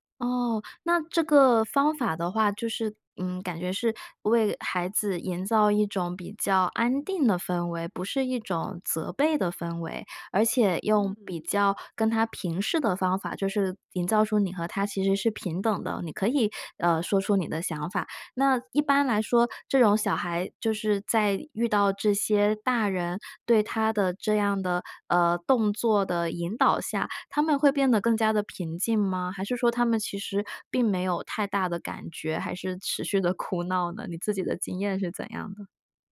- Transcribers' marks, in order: laughing while speaking: "哭闹呢？"
- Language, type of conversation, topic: Chinese, podcast, 有什么快速的小技巧能让别人立刻感到被倾听吗？